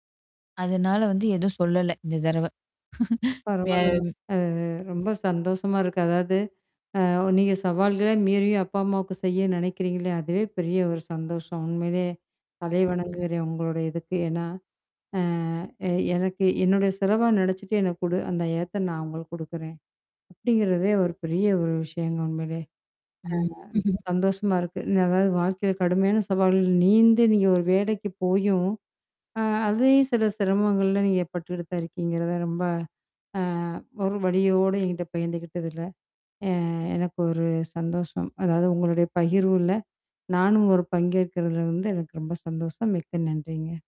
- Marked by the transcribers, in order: static; tapping; chuckle; other background noise; other noise; laugh; distorted speech; mechanical hum
- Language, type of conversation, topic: Tamil, podcast, வாழ்க்கையில் வரும் கடுமையான சவால்களை நீங்கள் எப்படி சமாளித்து கடக்கிறீர்கள்?